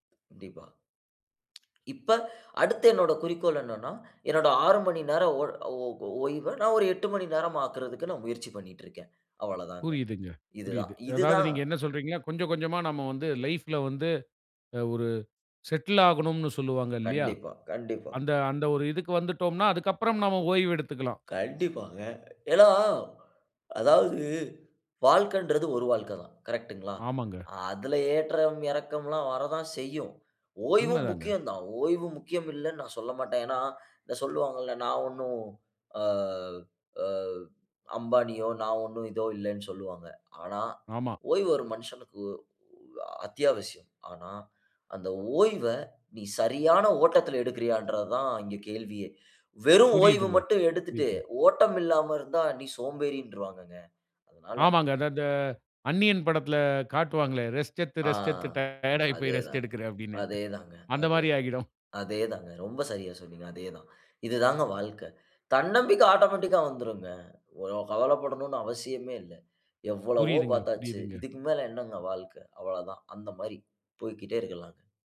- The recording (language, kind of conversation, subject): Tamil, podcast, தன்னம்பிக்கை குறையும்போது நீங்கள் என்ன செய்கிறீர்கள்?
- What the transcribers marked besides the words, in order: lip smack; in English: "லைஃப்ல"; yawn; drawn out: "அ"; trusting: "அதேதாங்க, அதேதாங்க, அதேதா அதேதாங்க, ரொம்ப … மாரி போய்க்கிட்டே இருக்கலாங்க"; laughing while speaking: "அப்படின்னு. அந்த மாரி ஆயிடும்"; in English: "ஆட்டோமேட்டிக்கா"